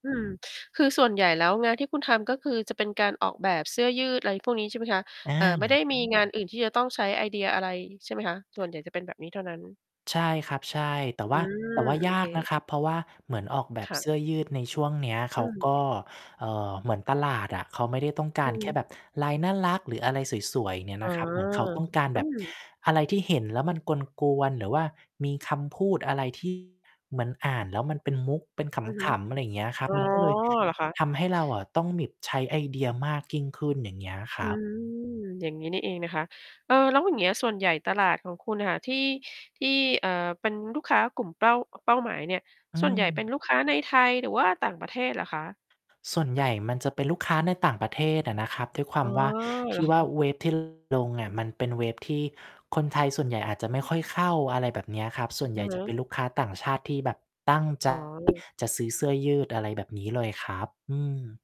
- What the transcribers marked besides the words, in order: mechanical hum; background speech; distorted speech; tapping; "หยิบ" said as "หมิบ"; other background noise
- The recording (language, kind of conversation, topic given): Thai, podcast, คุณรับมือกับอาการไอเดียตันยังไง?